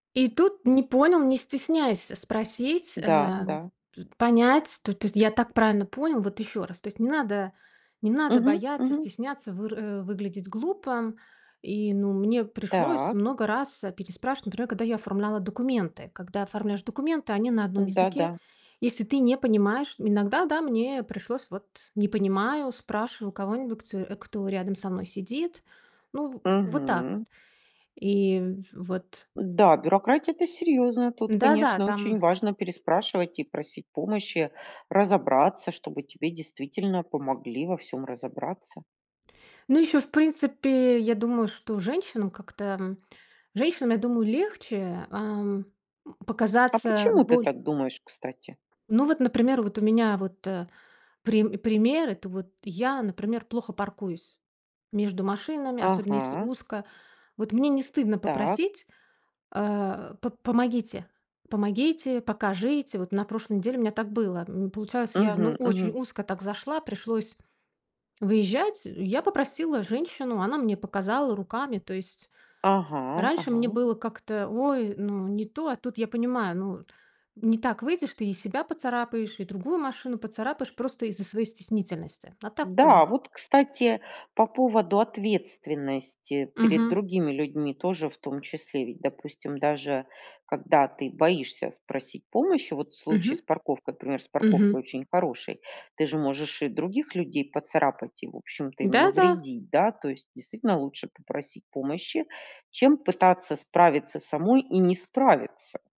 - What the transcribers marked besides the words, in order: other noise; tapping; "кого-нибудь" said as "кого-никть"
- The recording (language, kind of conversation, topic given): Russian, podcast, Как понять, когда следует попросить о помощи?